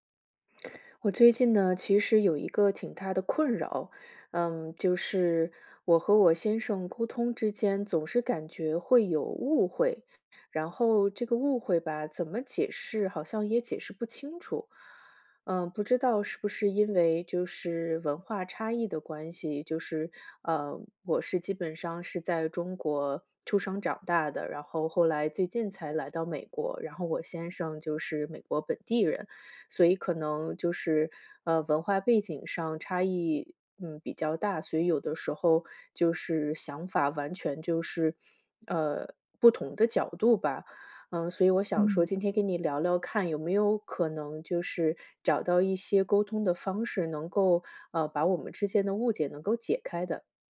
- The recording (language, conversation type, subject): Chinese, advice, 我们为什么总是频繁产生沟通误会？
- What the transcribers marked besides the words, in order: none